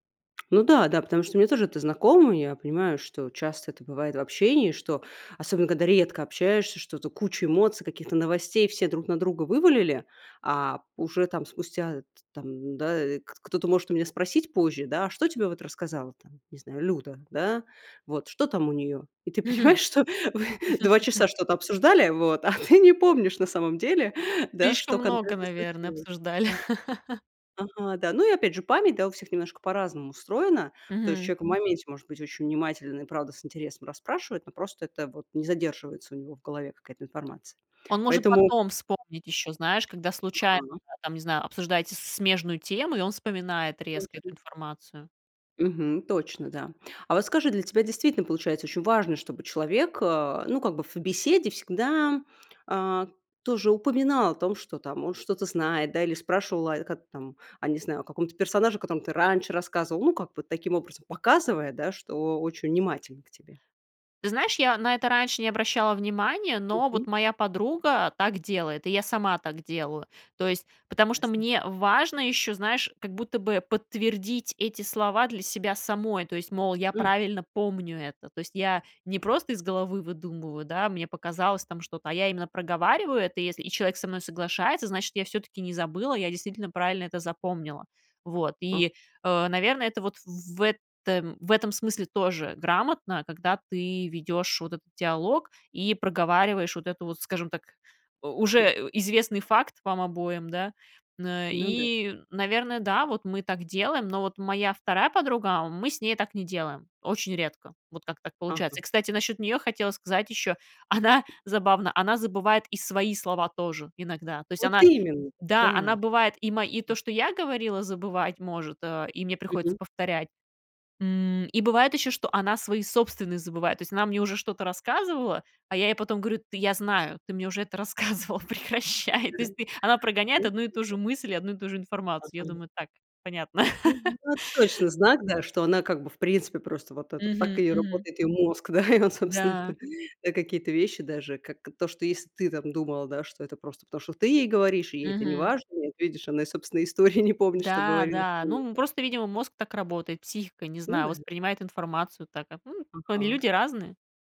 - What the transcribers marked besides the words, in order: tapping; laughing while speaking: "ты понимаешь, что вы"; laughing while speaking: "Мгм"; laugh; laughing while speaking: "не помнишь"; laugh; other background noise; laughing while speaking: "рассказывала. Прекращай"; unintelligible speech; chuckle; laughing while speaking: "да?"; laughing while speaking: "истории"
- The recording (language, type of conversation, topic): Russian, podcast, Что вы делаете, чтобы собеседник дослушал вас до конца?